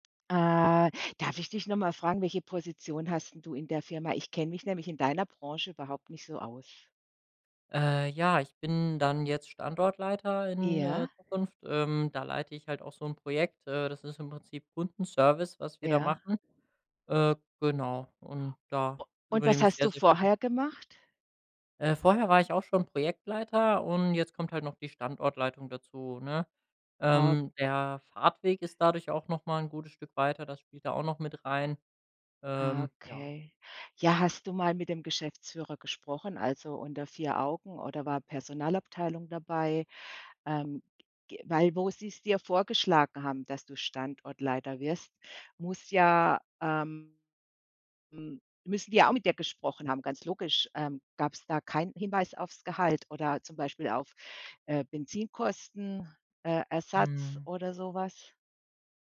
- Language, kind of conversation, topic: German, advice, Wie kann ich ein Gehaltsgespräch mit der Geschäftsführung am besten vorbereiten und führen?
- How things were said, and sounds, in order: other background noise